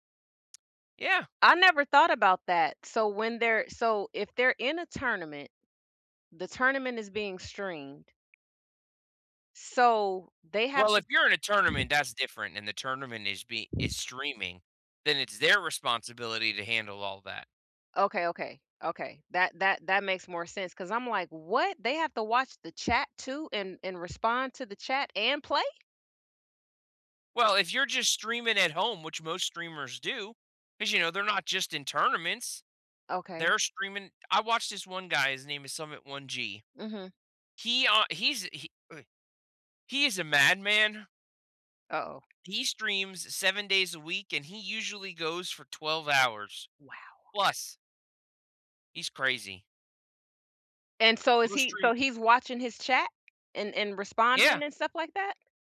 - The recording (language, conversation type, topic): English, unstructured, What hobby would help me smile more often?
- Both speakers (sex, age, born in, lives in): female, 55-59, United States, United States; male, 35-39, United States, United States
- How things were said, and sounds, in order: tapping; other background noise; unintelligible speech; put-on voice: "Imma stream"